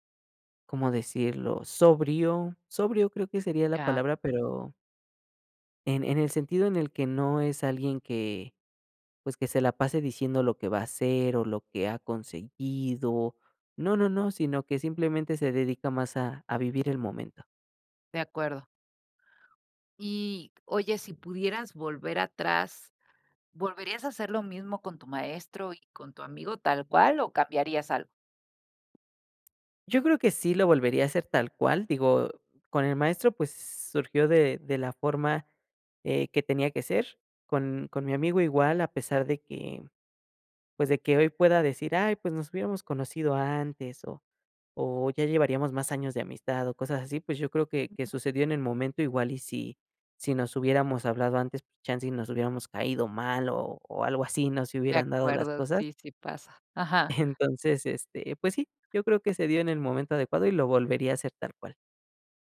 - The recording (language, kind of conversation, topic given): Spanish, podcast, ¿Qué pequeño gesto tuvo consecuencias enormes en tu vida?
- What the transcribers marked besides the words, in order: tapping; unintelligible speech; laughing while speaking: "Entonces"